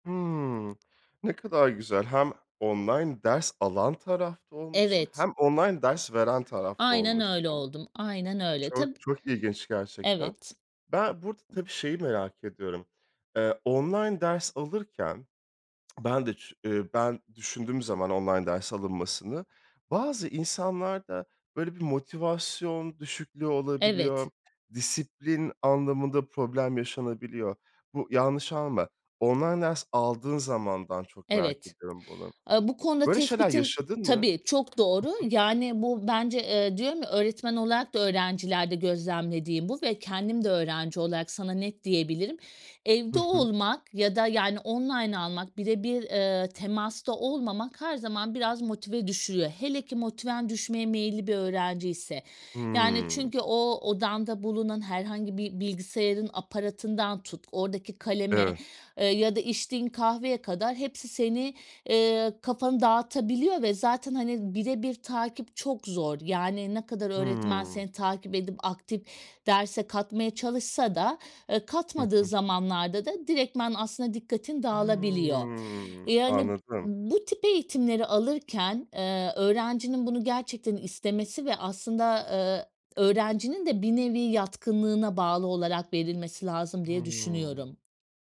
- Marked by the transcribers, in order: other background noise; swallow; drawn out: "Hıı"; drawn out: "Hıı"; drawn out: "Hıı"
- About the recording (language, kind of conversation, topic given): Turkish, podcast, Online derslerden neler öğrendin ve deneyimlerin nasıldı?